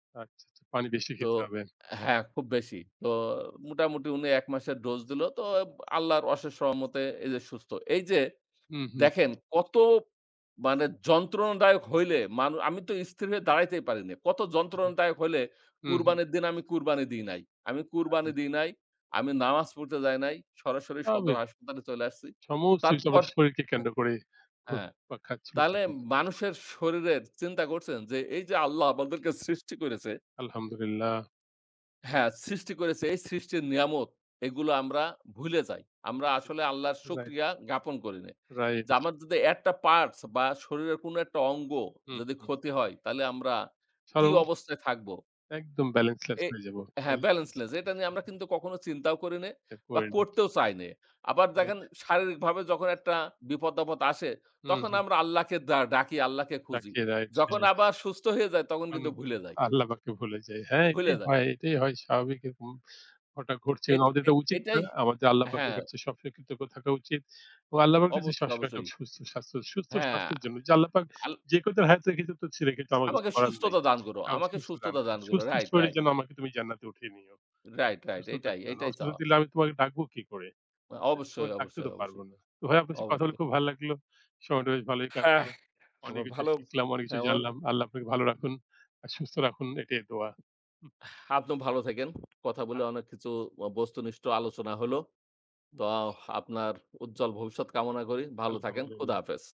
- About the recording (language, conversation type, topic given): Bengali, unstructured, শারীরিক অসুস্থতা মানুষের জীবনে কতটা মানসিক কষ্ট নিয়ে আসে?
- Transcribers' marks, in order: other background noise; chuckle; unintelligible speech; unintelligible speech; tapping; unintelligible speech; unintelligible speech